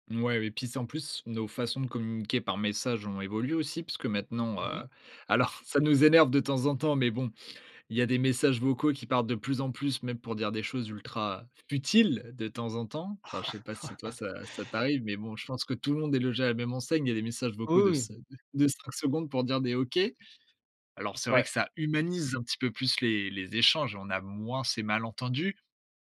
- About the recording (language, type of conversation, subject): French, podcast, Comment gères-tu les malentendus nés d’un message écrit ?
- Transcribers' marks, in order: stressed: "futiles"; chuckle